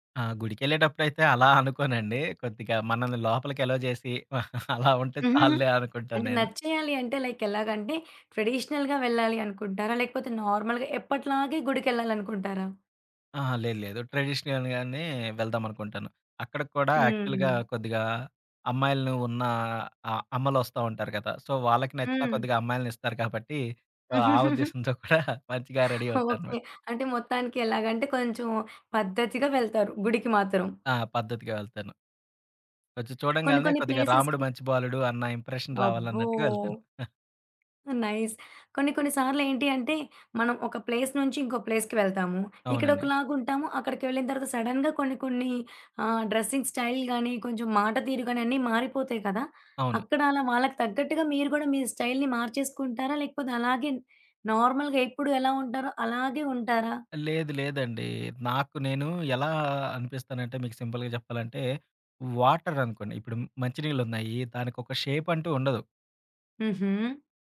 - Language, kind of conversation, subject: Telugu, podcast, మొదటి చూపులో మీరు ఎలా కనిపించాలనుకుంటారు?
- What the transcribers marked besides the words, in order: tapping; laughing while speaking: "అలా ఉంటే చాల్లే అనుకుంటాను నేను"; giggle; in English: "లైక్"; in English: "ట్రెడిషనల్‌గా"; in English: "నార్మల్‌గా"; in English: "ట్రెడిషనల్‌గానే"; in English: "యాక్చువల్‌గా"; in English: "సో"; giggle; chuckle; in English: "రెడీ"; other background noise; in English: "ప్లేసెస్‌కి"; in English: "ఇంప్రెషన్"; drawn out: "అబ్బో!"; chuckle; in English: "నైస్"; in English: "ప్లేస్"; in English: "ప్లేస్‌కి"; in English: "సడెన్‌గా"; in English: "డ్రెసింగ్ స్టైల్"; in English: "స్టైల్‌ని"; in English: "నార్మల్‌గా"; in English: "సింపుల్‌గా"; in English: "వాటర్"